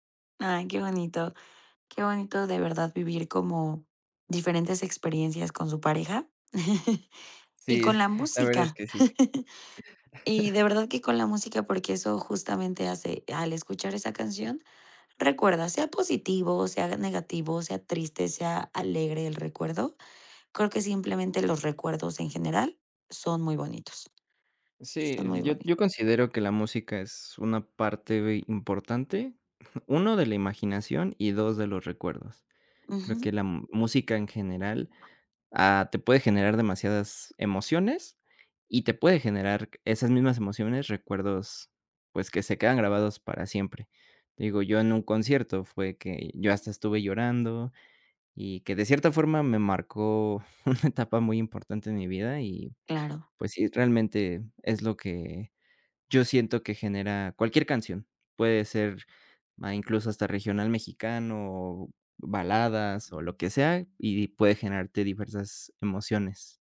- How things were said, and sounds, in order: laugh; chuckle; tapping; other background noise; laughing while speaking: "una etapa"
- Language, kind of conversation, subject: Spanish, podcast, ¿Qué canción te transporta a un recuerdo específico?